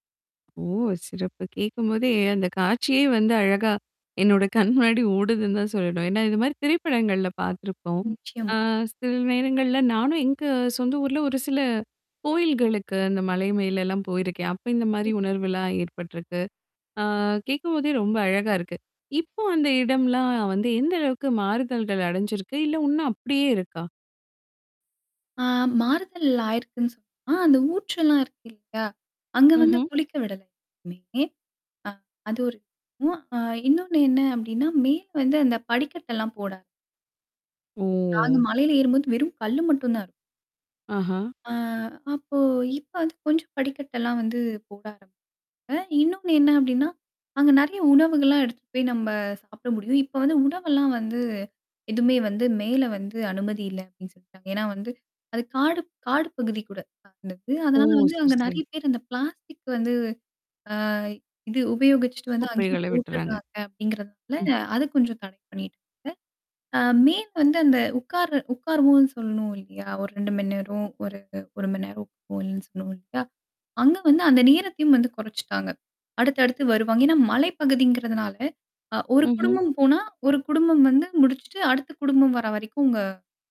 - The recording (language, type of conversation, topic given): Tamil, podcast, குழந்தைப் பருவத்தில் இயற்கையுடன் உங்கள் தொடர்பு எப்படி இருந்தது?
- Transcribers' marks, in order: static; tapping; distorted speech; other background noise; "இன்னும்" said as "உன்னும்"; unintelligible speech; unintelligible speech; drawn out: "ஓ!"; mechanical hum; unintelligible speech